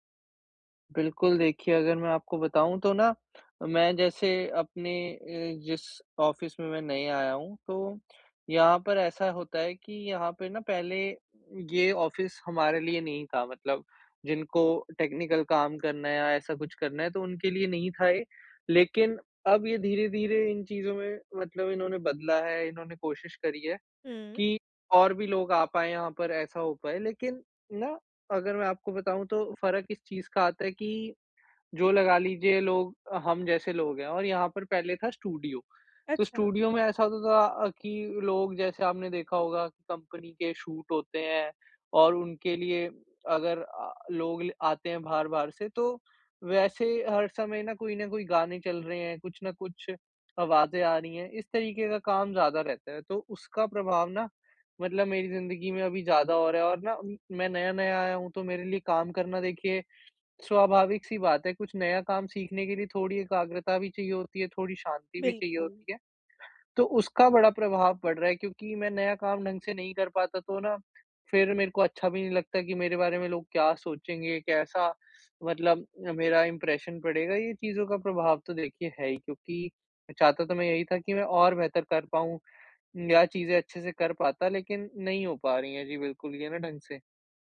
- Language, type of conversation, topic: Hindi, advice, साझा जगह में बेहतर एकाग्रता के लिए मैं सीमाएँ और संकेत कैसे बना सकता हूँ?
- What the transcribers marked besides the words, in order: in English: "ऑफ़िस"; in English: "ऑफ़िस"; in English: "टेक्निकल"; in English: "शूट"; in English: "इंप्रेशन"